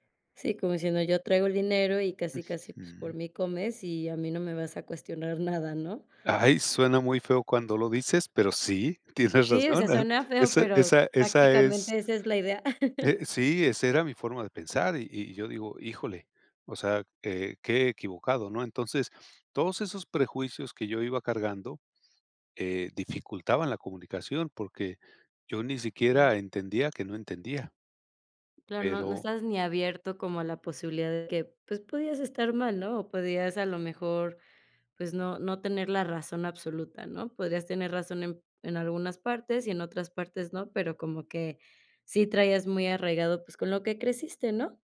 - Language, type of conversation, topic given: Spanish, podcast, ¿Por qué crees que la comunicación entre generaciones es difícil?
- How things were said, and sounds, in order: chuckle; other background noise